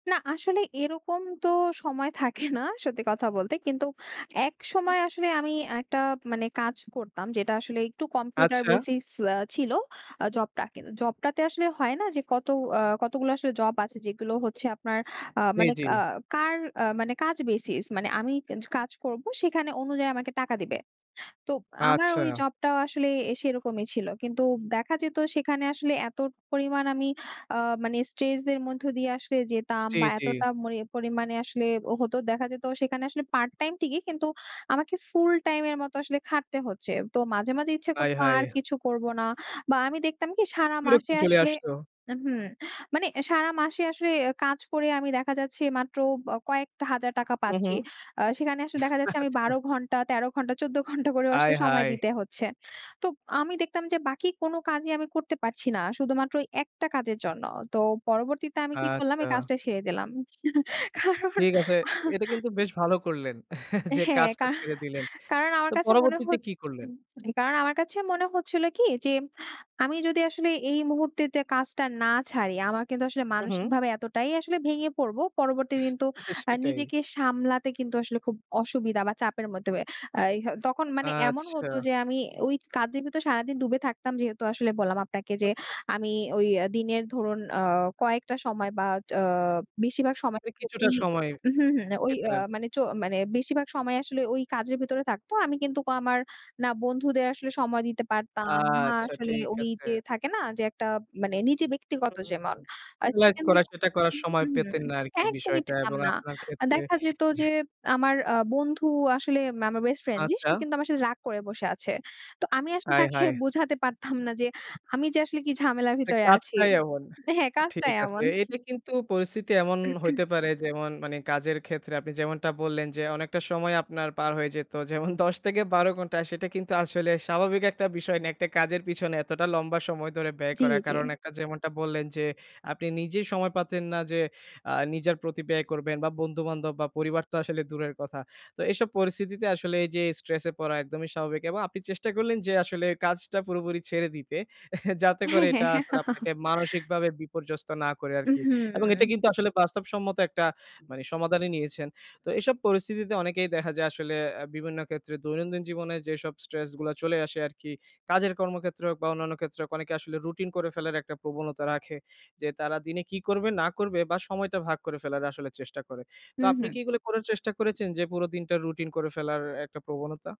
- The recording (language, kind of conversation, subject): Bengali, podcast, স্ট্রেস কমানোর জন্য আপনার সবচেয়ে সহজ উপায় কী?
- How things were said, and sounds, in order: other background noise; laughing while speaking: "থাকে না"; laughing while speaking: "আচ্ছা"; laughing while speaking: "চৌদ্দ ঘণ্টা"; chuckle; laughing while speaking: "কারণ"; chuckle; laughing while speaking: "কার"; unintelligible speech; chuckle; "কিন্তু" said as "কিন্তুক"; unintelligible speech; unintelligible speech; laughing while speaking: "আসলে তাকে বোঝাতে পারতাম না যে"; laughing while speaking: "এমন"; throat clearing; laughing while speaking: "যেমন"; "পেতেন" said as "পাতেন"; chuckle; laugh